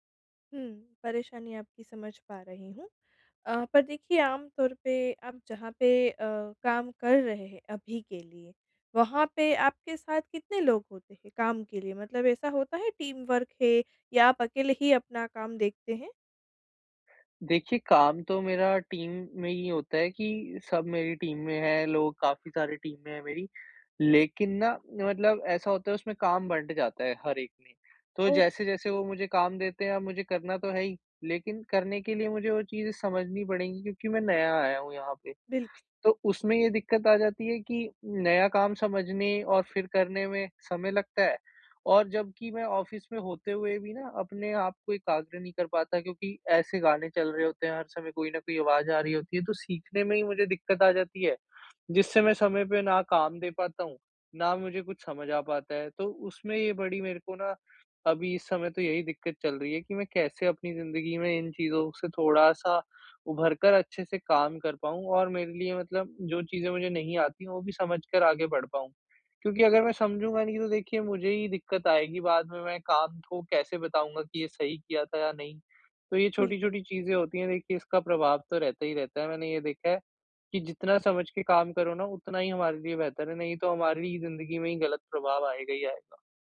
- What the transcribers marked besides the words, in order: in English: "टीम वर्क"; in English: "टीम"; in English: "टीम"; in English: "टीम"; in English: "ऑफ़िस"
- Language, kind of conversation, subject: Hindi, advice, साझा जगह में बेहतर एकाग्रता के लिए मैं सीमाएँ और संकेत कैसे बना सकता हूँ?
- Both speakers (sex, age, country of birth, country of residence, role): female, 25-29, India, India, advisor; male, 20-24, India, India, user